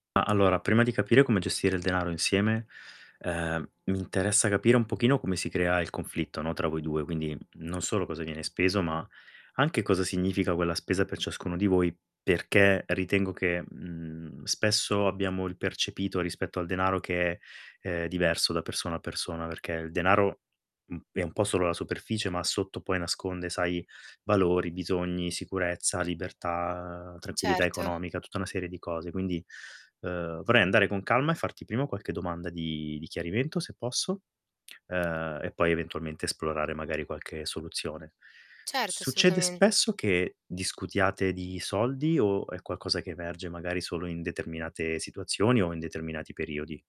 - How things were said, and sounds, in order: tapping; background speech; other background noise; drawn out: "libertà"; "qualcosa" said as "quacosa"
- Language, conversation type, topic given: Italian, advice, Come posso gestire un conflitto con il partner su come spendere e risparmiare denaro?